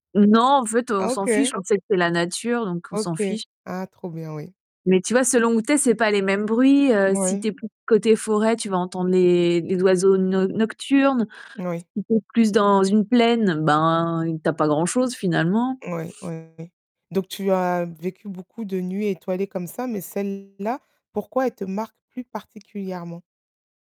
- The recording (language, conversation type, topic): French, podcast, Te souviens-tu d’une nuit étoilée incroyablement belle ?
- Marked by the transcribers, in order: background speech; distorted speech